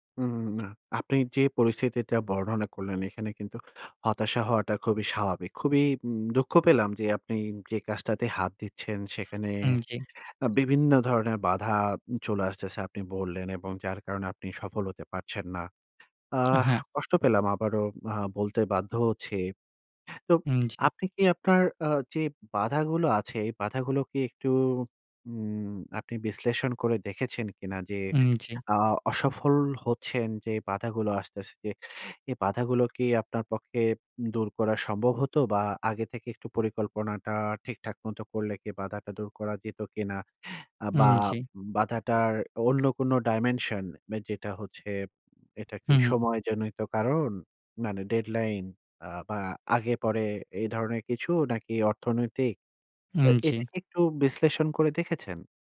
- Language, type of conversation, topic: Bengali, advice, বাধার কারণে কখনও কি আপনাকে কোনো লক্ষ্য ছেড়ে দিতে হয়েছে?
- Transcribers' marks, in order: other background noise; in English: "dimension"